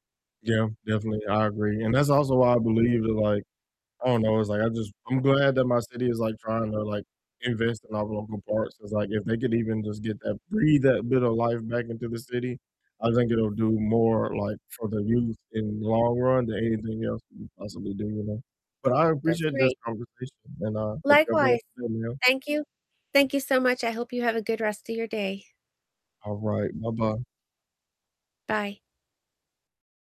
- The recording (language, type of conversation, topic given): English, unstructured, Which nearby trail or neighborhood walk do you love recommending, and why should we try it together?
- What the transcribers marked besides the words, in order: static; distorted speech; other background noise